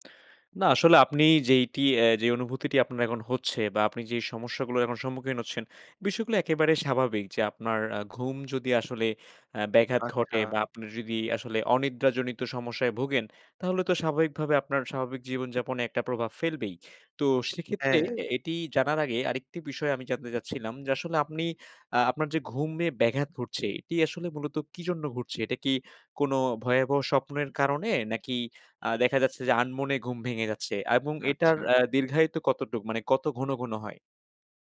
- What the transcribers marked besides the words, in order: horn
- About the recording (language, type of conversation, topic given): Bengali, advice, বারবার ভীতিকর স্বপ্ন দেখে শান্তিতে ঘুমাতে না পারলে কী করা উচিত?